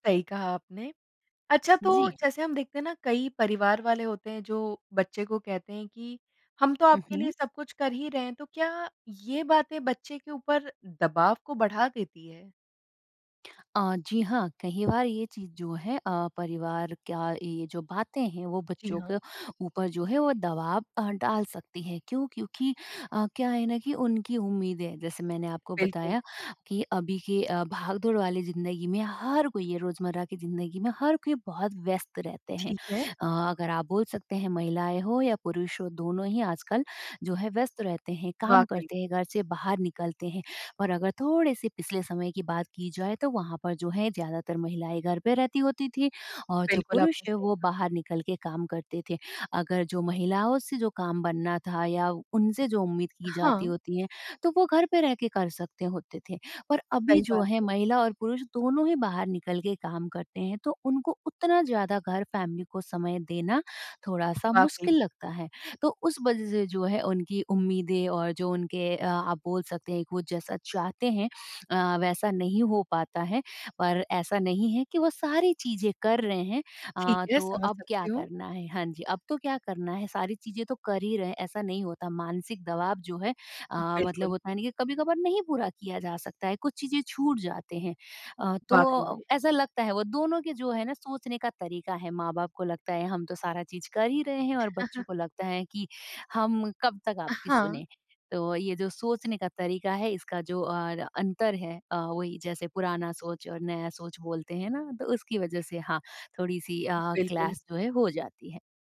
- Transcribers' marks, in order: tapping; in English: "फैमिली"; other noise; chuckle
- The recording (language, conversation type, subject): Hindi, podcast, क्या पारिवारिक उम्मीदें सहारा बनती हैं या दबाव पैदा करती हैं?